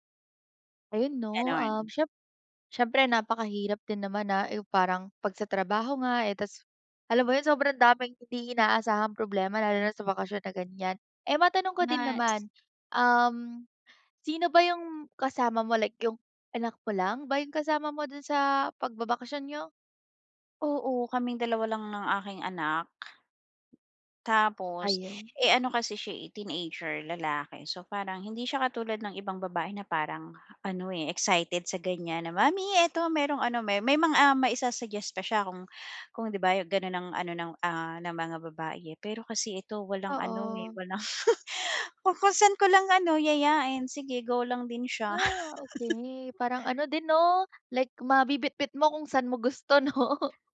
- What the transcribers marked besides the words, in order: laughing while speaking: "walang kung"; laugh; laughing while speaking: "'no?"
- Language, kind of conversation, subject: Filipino, advice, Paano ko aayusin ang hindi inaasahang problema sa bakasyon para ma-enjoy ko pa rin ito?